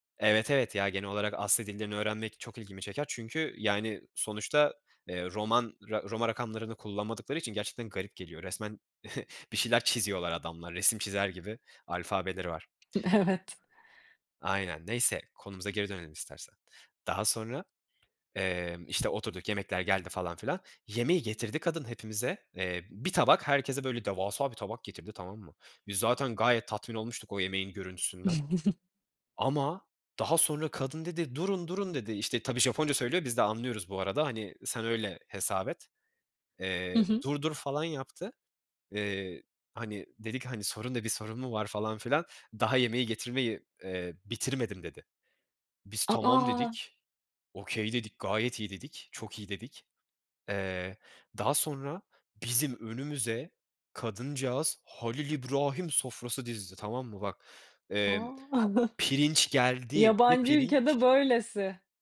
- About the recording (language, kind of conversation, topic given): Turkish, podcast, Seyahatte başına gelen unutulmaz bir olayı anlatır mısın?
- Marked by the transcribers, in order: chuckle; other background noise; giggle; chuckle; surprised: "A, a!"; in English: "okay"